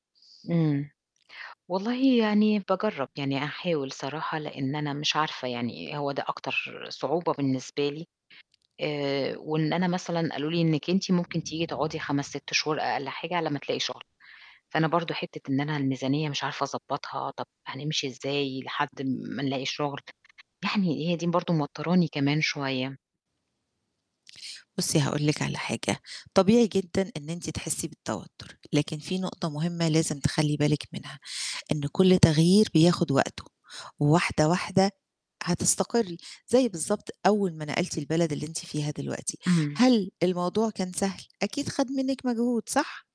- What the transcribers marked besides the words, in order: tapping
- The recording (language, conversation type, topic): Arabic, advice, إزاي كانت تجربة انتقالك للعيش في مدينة أو بلد جديد؟